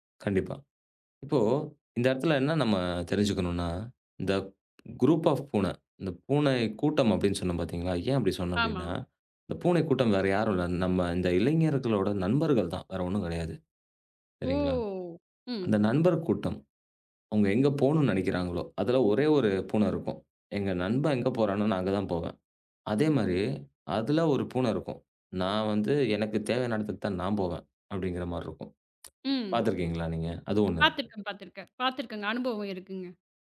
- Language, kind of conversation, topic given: Tamil, podcast, இளைஞர்களை சமுதாயத்தில் ஈடுபடுத்த என்ன செய்யலாம்?
- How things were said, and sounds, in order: in English: "க்ரூப் ஆஃப்"; drawn out: "ஓ"; other noise